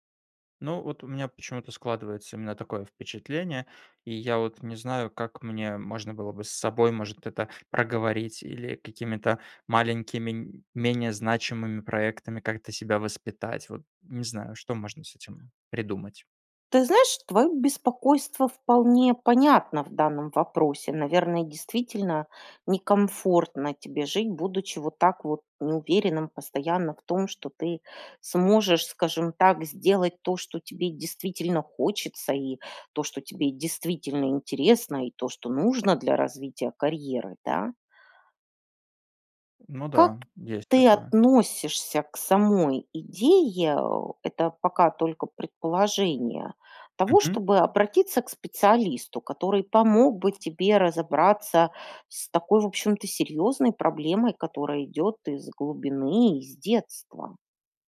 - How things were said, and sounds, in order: tapping
- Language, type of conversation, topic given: Russian, advice, Как самокритика мешает вам начинать новые проекты?